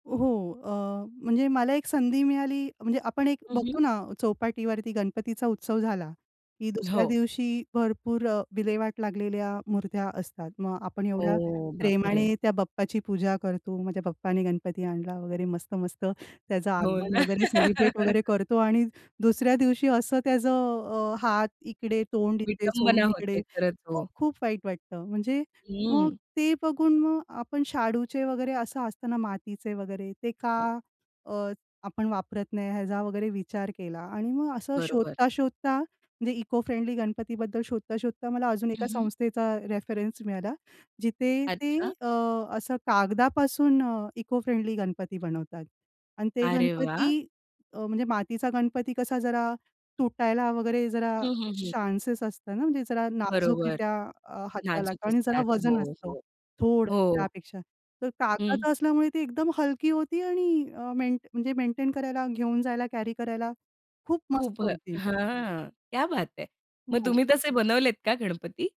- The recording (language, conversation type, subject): Marathi, podcast, तुम्ही निसर्गासाठी केलेलं एखादं छोटं काम सांगू शकाल का?
- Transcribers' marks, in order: drawn out: "ओ"; laughing while speaking: "ना"; laugh; tapping; other background noise; drawn out: "हां"; in Hindi: "क्या बात है!"